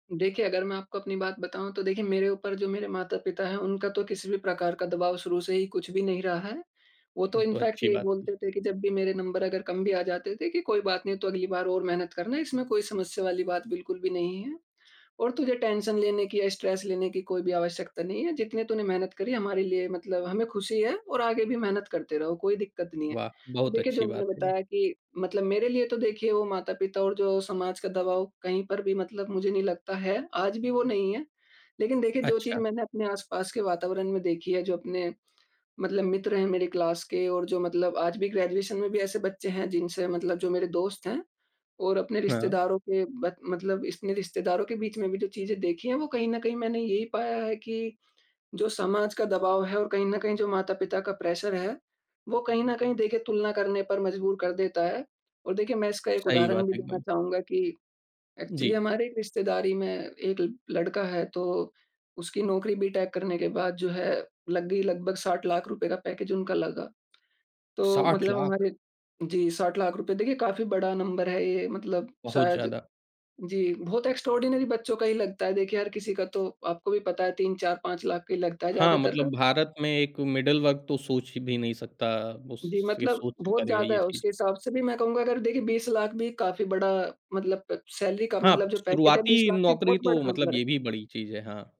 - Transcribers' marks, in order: in English: "इनफैक्ट"; in English: "टेंशन"; in English: "स्ट्रेस"; in English: "क्लास"; in English: "ग्रेजुएशन"; in English: "प्रेशर"; in English: "एक्चुअली"; in English: "पैकेज"; in English: "एक्सट्राऑर्डिनरी"; in English: "मिडल"; in English: "सैलरी"; in English: "पैकेज"
- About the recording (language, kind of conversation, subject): Hindi, podcast, खुद की दूसरों से तुलना करने की आदत कैसे कम करें?